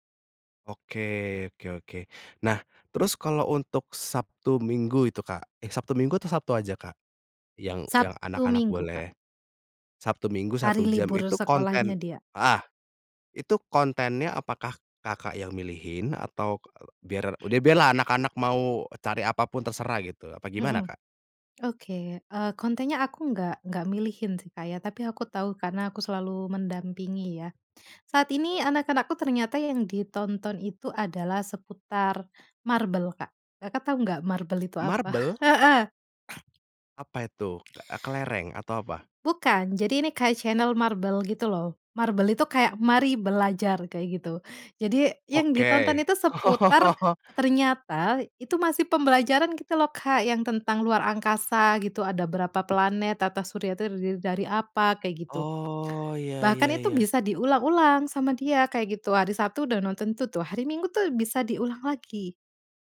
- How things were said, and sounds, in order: tapping; other background noise; laughing while speaking: "apa?"; laughing while speaking: "Oh"; laugh
- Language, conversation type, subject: Indonesian, podcast, Bagaimana kalian mengatur waktu layar gawai di rumah?
- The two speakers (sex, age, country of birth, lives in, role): female, 30-34, Indonesia, Indonesia, guest; male, 30-34, Indonesia, Indonesia, host